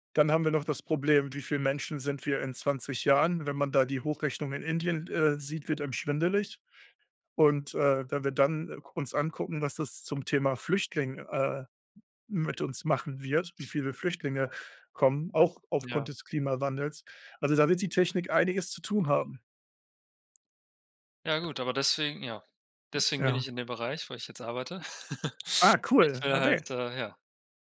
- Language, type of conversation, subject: German, unstructured, Wie bist du zu deinem aktuellen Job gekommen?
- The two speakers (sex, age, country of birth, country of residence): male, 25-29, Germany, Germany; male, 35-39, Germany, Germany
- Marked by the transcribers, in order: laugh